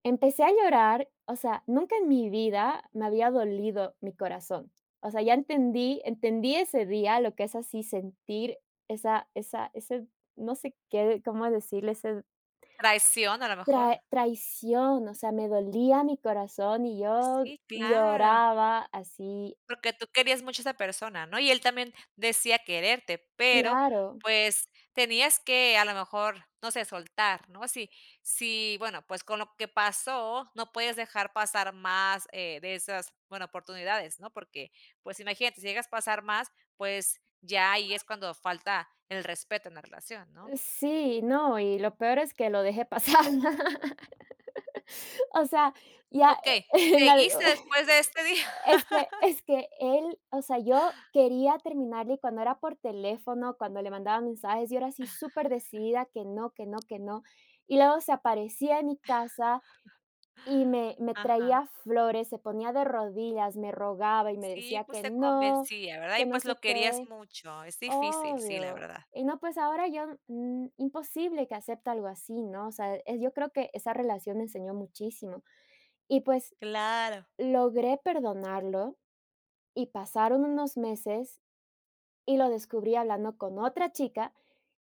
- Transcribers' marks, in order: drawn out: "claro"; tapping; other noise; unintelligible speech; laughing while speaking: "pasar, ¿no?"; laughing while speaking: "ya, en algo, es que es que"; laughing while speaking: "día?"; chuckle; laugh; other background noise; drawn out: "obvio"
- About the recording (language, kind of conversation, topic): Spanish, podcast, ¿Cómo decides soltar una relación que ya no funciona?